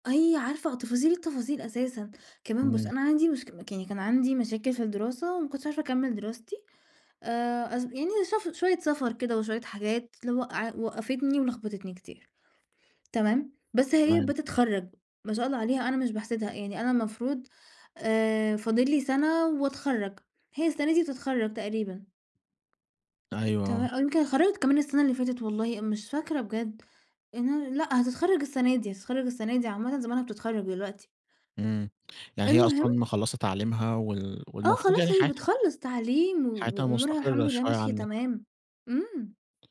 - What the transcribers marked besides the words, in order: tapping
- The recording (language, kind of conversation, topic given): Arabic, advice, إزاي أتعامل مع خناقة جامدة مع صاحبي المقرّب؟